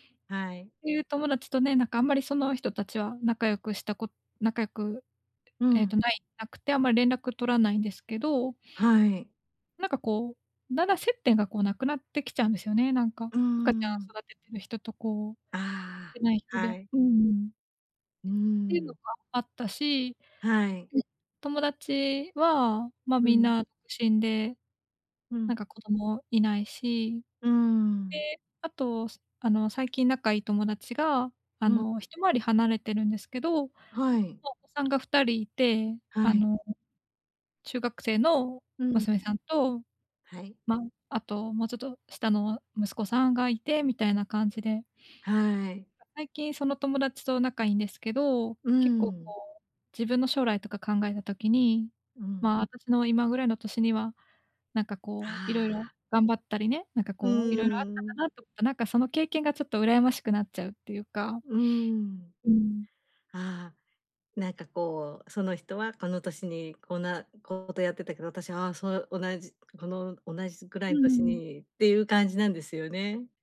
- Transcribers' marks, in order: other background noise
- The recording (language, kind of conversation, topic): Japanese, advice, 他人と比べて落ち込んでしまうとき、どうすれば自信を持てるようになりますか？